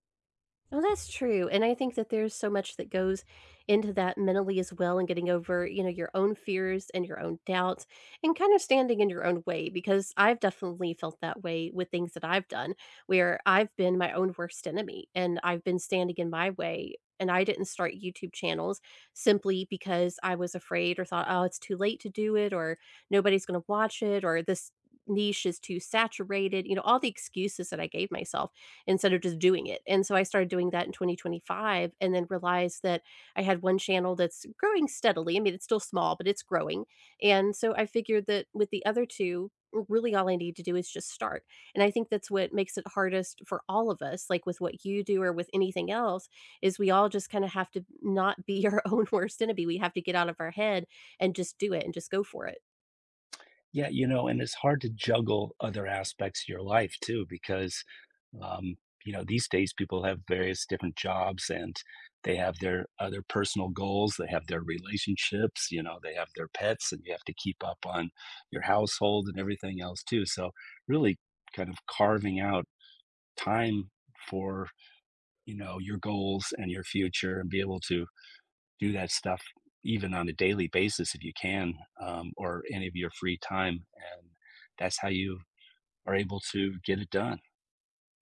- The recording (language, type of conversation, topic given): English, unstructured, What dreams do you want to fulfill in the next five years?
- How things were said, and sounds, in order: other background noise; tapping; laughing while speaking: "our own worst enemy"